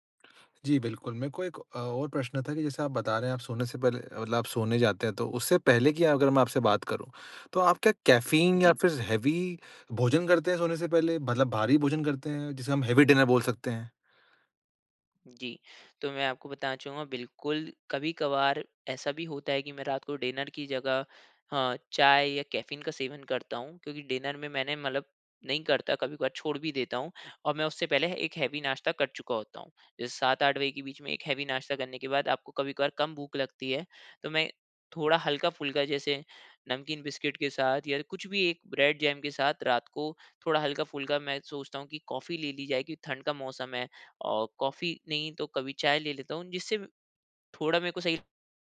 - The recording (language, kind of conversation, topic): Hindi, advice, मैं अपने अनियमित नींद चक्र को कैसे स्थिर करूँ?
- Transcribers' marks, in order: in English: "हेवी"; in English: "हेवी डिनर"; in English: "डिनर"; in English: "डिनर"; in English: "हेवी"; in English: "हेवी"